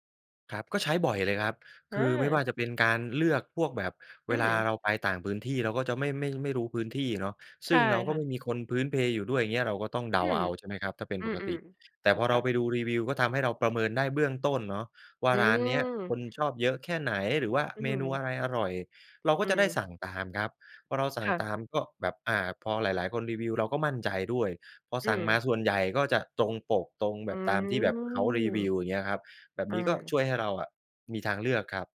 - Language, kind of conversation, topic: Thai, podcast, คุณใช้โซเชียลมีเดียให้เกิดประโยชน์ยังไง?
- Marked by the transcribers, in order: none